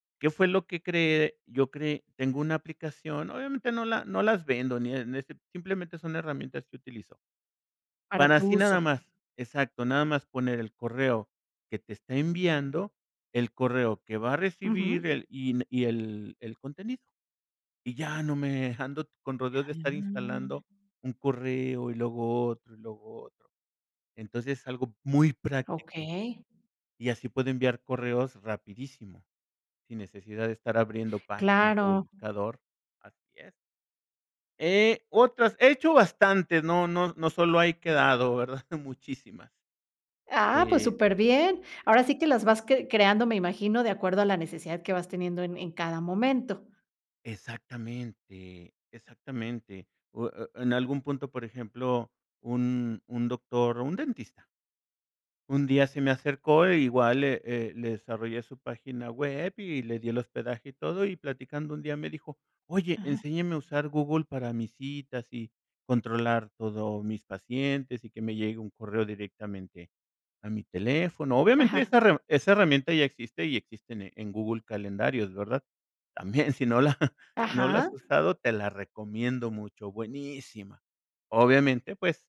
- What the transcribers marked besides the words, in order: other background noise; unintelligible speech
- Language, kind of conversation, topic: Spanish, podcast, ¿Qué técnicas sencillas recomiendas para experimentar hoy mismo?